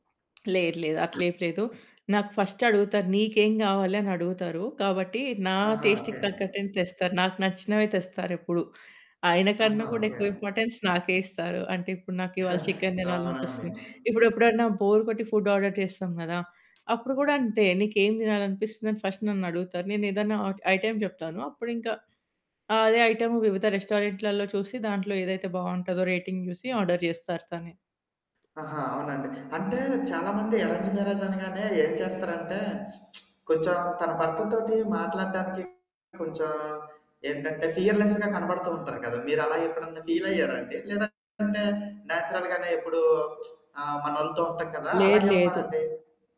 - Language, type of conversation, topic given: Telugu, podcast, వివాహ జీవితంలో రెండు సంస్కృతులను మీరు ఎలా సమన్వయం చేసుకుంటారు?
- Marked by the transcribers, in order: tapping; other background noise; in English: "ఫస్ట్"; in English: "టేస్ట్‌కి"; static; in English: "ఇంపార్టెన్స్"; chuckle; in English: "బోర్"; in English: "ఫుడ్ ఆర్డర్"; in English: "ఫస్ట్"; in English: "ఐటెమ్"; in English: "రేటింగ్"; in English: "ఆర్డర్"; in English: "అరేంజ్డ్ మ్యారేజ్"; lip smack; in English: "ఫియర్‌లెస్‌గా"; in English: "ఫీల్"; in English: "నేచురల్"; lip smack